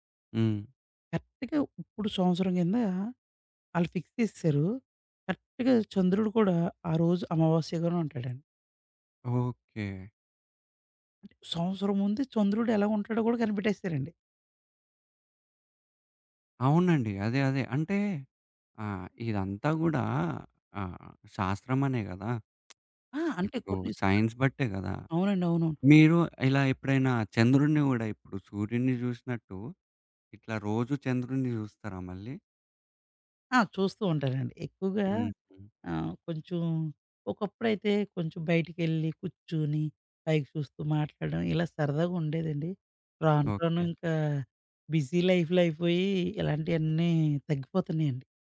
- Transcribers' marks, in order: in English: "కరెక్ట్‌గా"; in English: "ఫిక్స్"; in English: "కరెక్ట్‌గా"; other background noise; in English: "సైన్స్"; in English: "బిజీ"
- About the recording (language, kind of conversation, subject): Telugu, podcast, సూర్యాస్తమయం చూసిన తర్వాత మీ దృష్టికోణంలో ఏ మార్పు వచ్చింది?